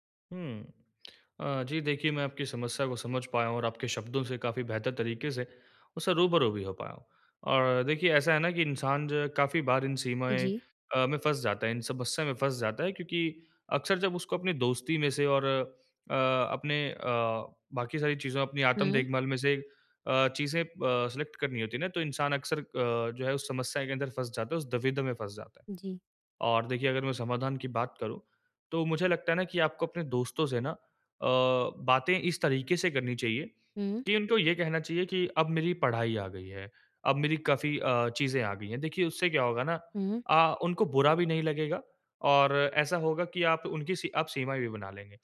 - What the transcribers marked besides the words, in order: lip smack; in English: "सिलेक्ट"
- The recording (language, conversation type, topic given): Hindi, advice, दोस्ती में बिना बुरा लगे सीमाएँ कैसे तय करूँ और अपनी आत्म-देखभाल कैसे करूँ?